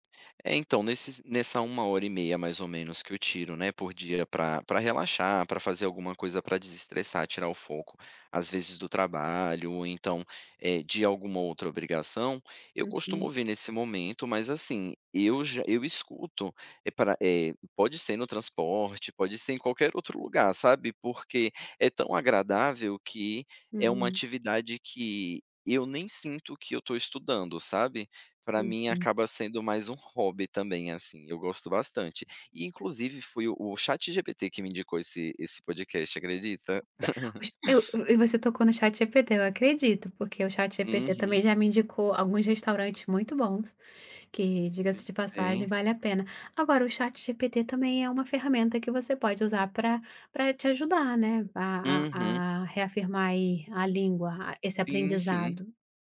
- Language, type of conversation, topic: Portuguese, podcast, Quais hábitos ajudam você a aprender melhor todos os dias?
- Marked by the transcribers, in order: tapping; other noise; laugh